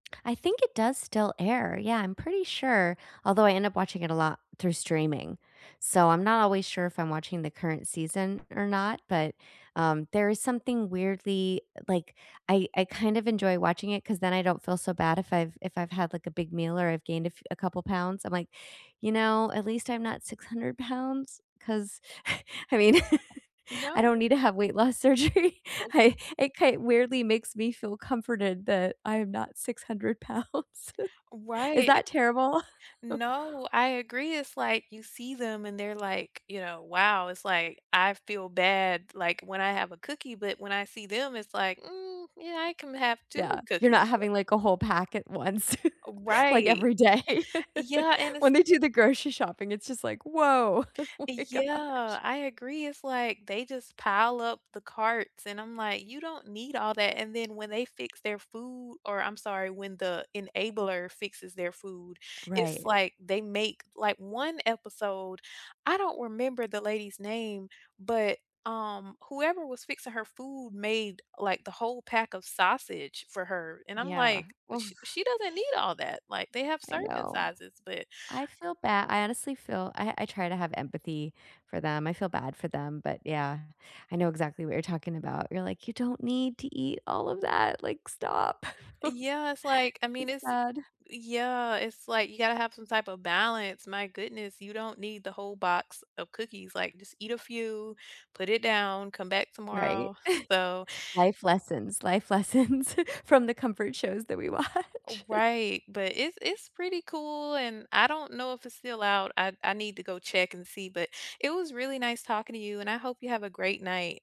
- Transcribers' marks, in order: tapping; chuckle; laughing while speaking: "surgery"; laughing while speaking: "pounds"; chuckle; laugh; laughing while speaking: "day"; laugh; laughing while speaking: "Oh my gosh"; chuckle; chuckle; laughing while speaking: "lessons"; other background noise; laughing while speaking: "watch"
- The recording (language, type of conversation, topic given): English, unstructured, When life gets hectic, which comfort shows do you rewatch, and what makes them your refuge?